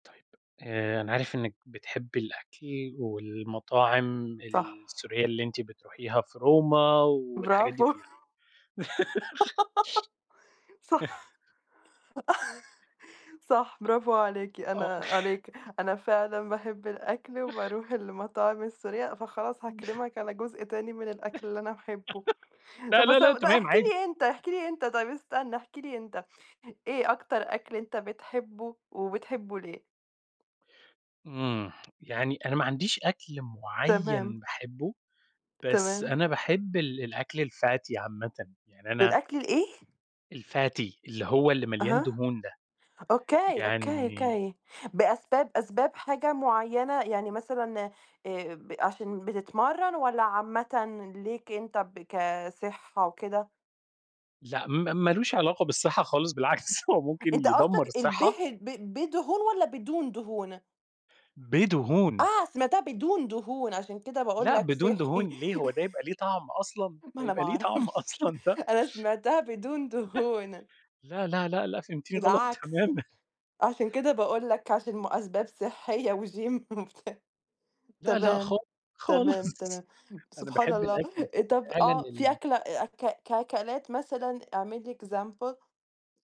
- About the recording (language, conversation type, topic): Arabic, unstructured, إيه أكتر أكلة بتحبّها وليه؟
- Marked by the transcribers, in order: background speech; giggle; laugh; chuckle; chuckle; laugh; chuckle; other background noise; laugh; tapping; in English: "الFatty"; in English: "الFatty"; laugh; chuckle; laughing while speaking: "طَعم أصلًا ده؟!"; laughing while speaking: "أعرفش"; chuckle; laughing while speaking: "غلط تمامًا"; laughing while speaking: "وGym وبتاع"; in English: "وGym"; laugh; in English: "example"